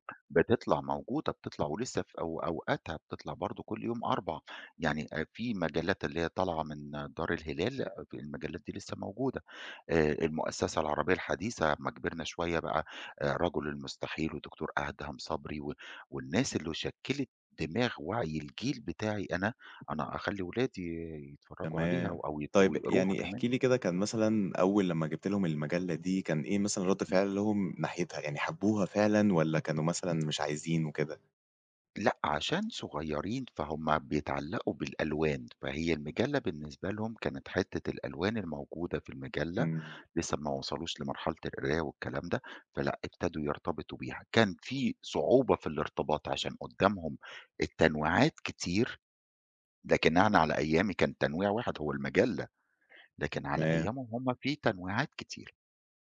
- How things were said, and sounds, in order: none
- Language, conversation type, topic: Arabic, podcast, ليه بنحب نعيد مشاهدة أفلام الطفولة؟